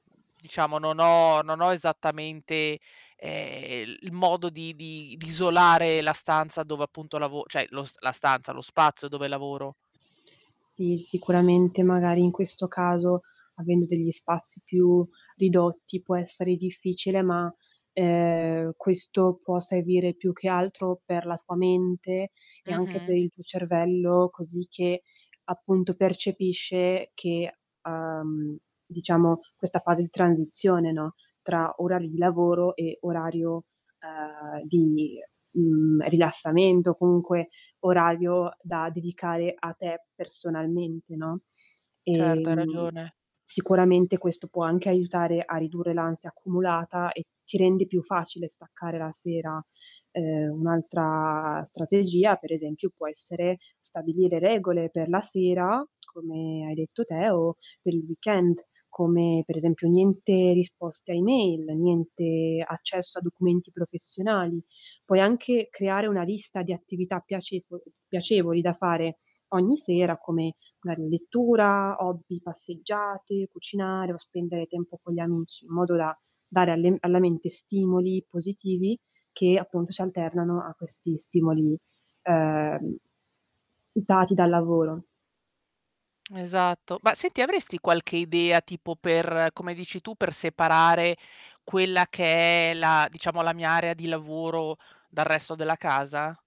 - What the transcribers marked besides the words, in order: "cioè" said as "ceh"; static; "servire" said as "sevire"; tapping; "weekend" said as "weekent"; other noise
- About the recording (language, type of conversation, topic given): Italian, advice, Come posso riuscire a staccare dal lavoro anche quando sono a casa?